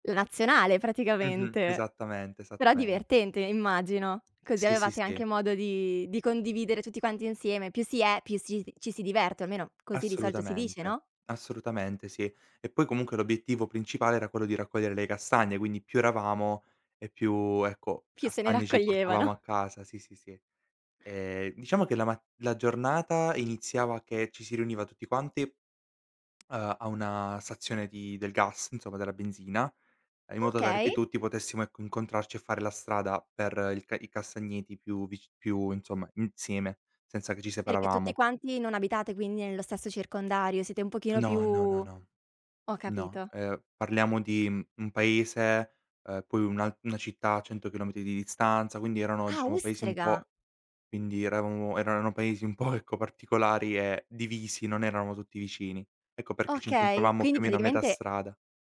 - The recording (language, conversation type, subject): Italian, podcast, Qual è una tradizione di famiglia che ricordi con affetto?
- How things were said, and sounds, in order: tapping; other background noise; laughing while speaking: "po'"